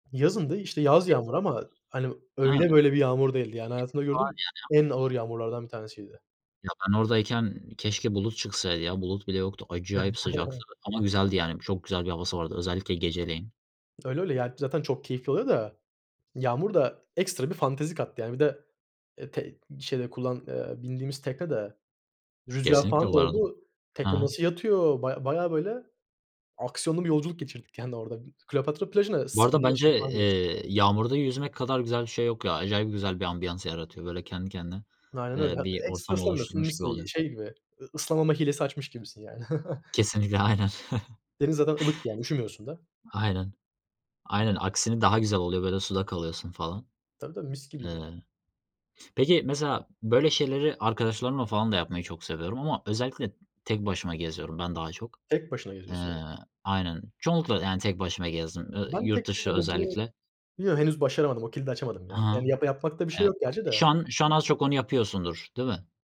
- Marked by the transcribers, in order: unintelligible speech; other background noise; chuckle; unintelligible speech; chuckle
- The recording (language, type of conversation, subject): Turkish, unstructured, En unutulmaz aile tatiliniz hangisiydi?